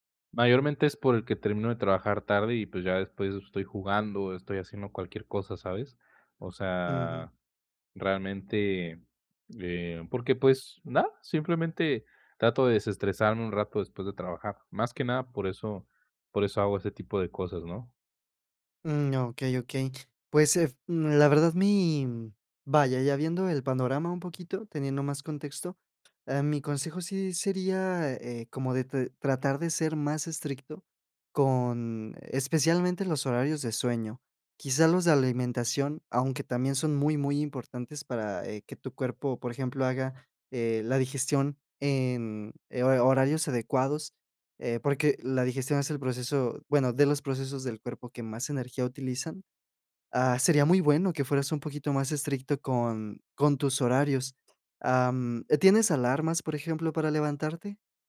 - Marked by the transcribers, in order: tapping
- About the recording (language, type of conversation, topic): Spanish, advice, ¿Cómo puedo saber si estoy entrenando demasiado y si estoy demasiado cansado?